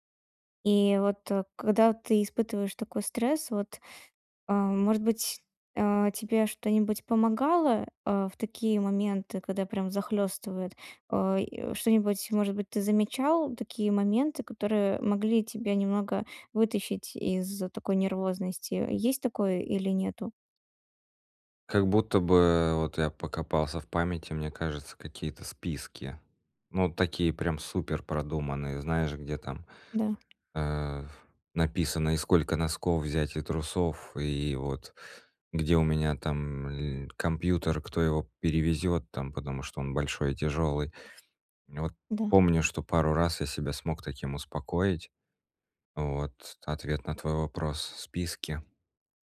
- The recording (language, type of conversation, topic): Russian, advice, Как мне стать более гибким в мышлении и легче принимать изменения?
- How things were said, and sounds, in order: tapping